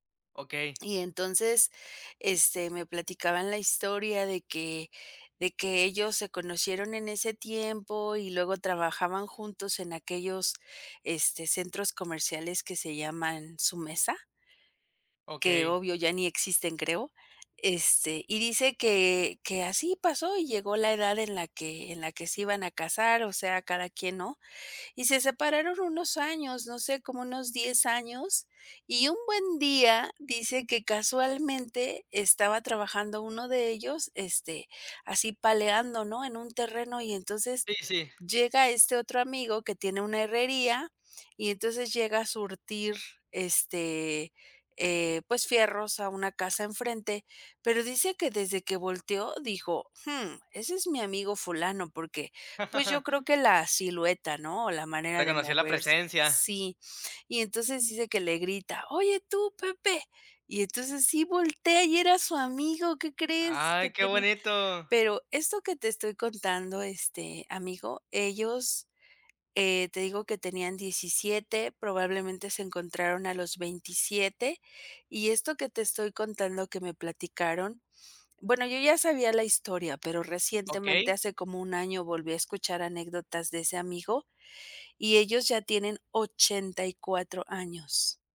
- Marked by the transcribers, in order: tapping; chuckle
- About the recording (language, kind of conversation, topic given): Spanish, podcast, ¿Has conocido a alguien por casualidad que haya cambiado tu mundo?